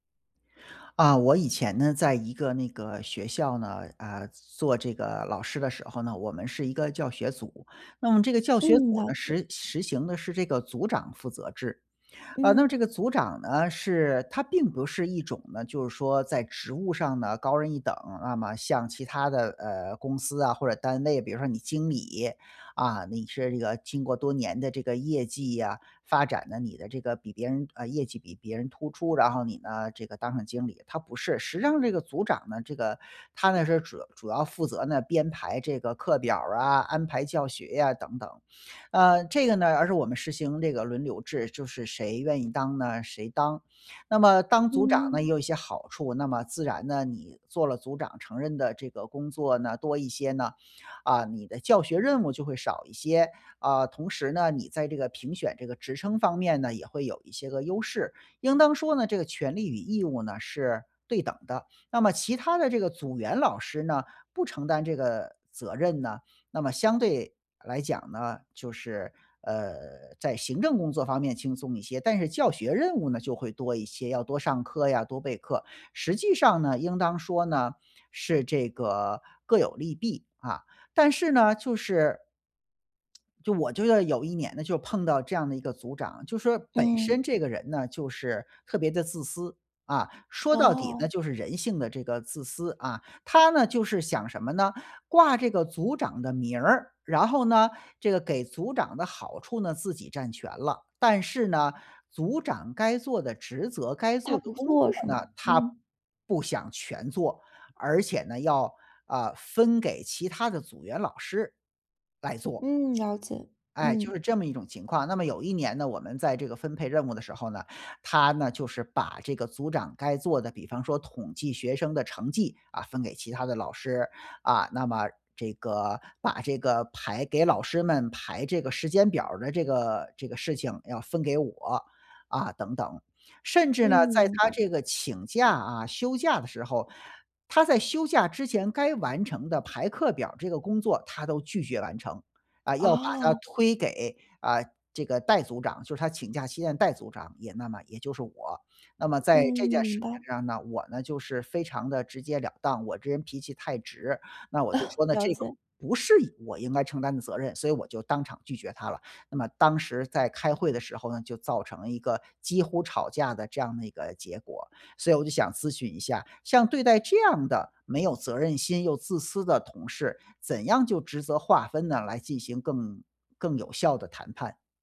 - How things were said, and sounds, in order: other background noise; "实际" said as "实是"; tapping; cough
- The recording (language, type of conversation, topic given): Chinese, advice, 你该如何与难相处的同事就职责划分进行协商？